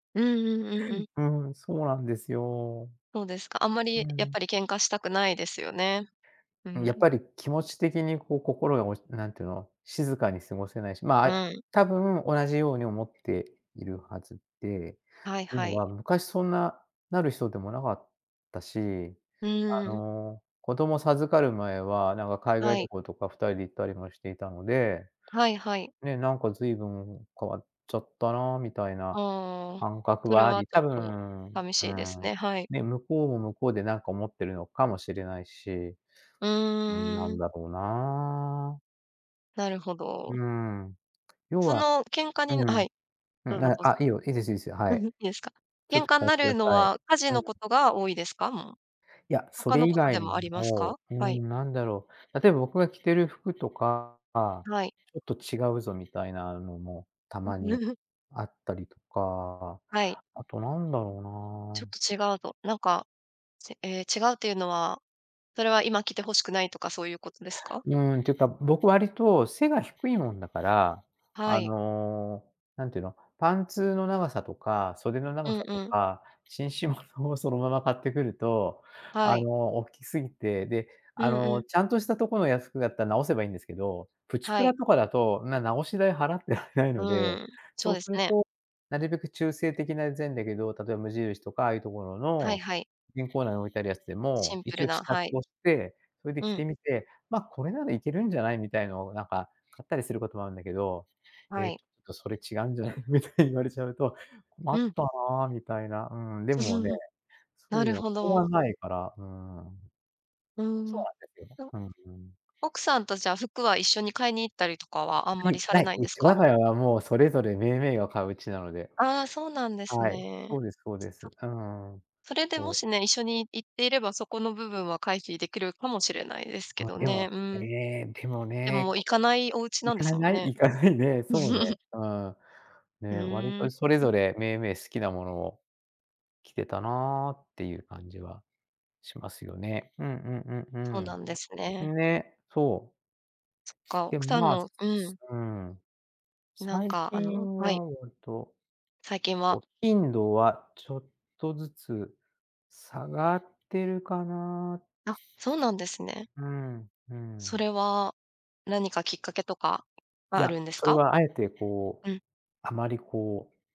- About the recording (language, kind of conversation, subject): Japanese, advice, 頻繁に喧嘩してしまう関係を改善するには、どうすればよいですか？
- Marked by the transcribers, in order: other noise; other background noise; laugh; laughing while speaking: "ちょっとそれ違うんじゃない？みたいに言われちゃうと"; chuckle